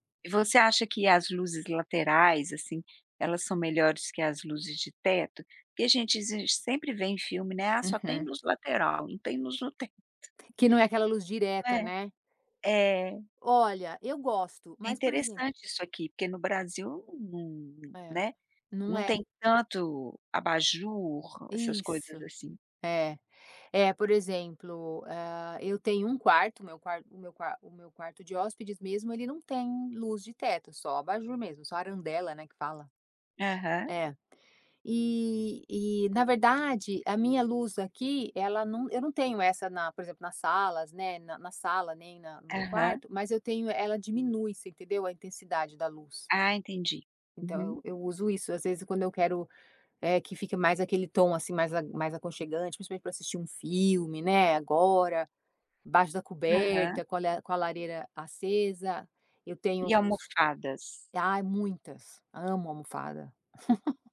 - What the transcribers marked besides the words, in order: tapping; other background noise; chuckle
- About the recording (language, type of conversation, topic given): Portuguese, podcast, O que deixa um lar mais aconchegante para você?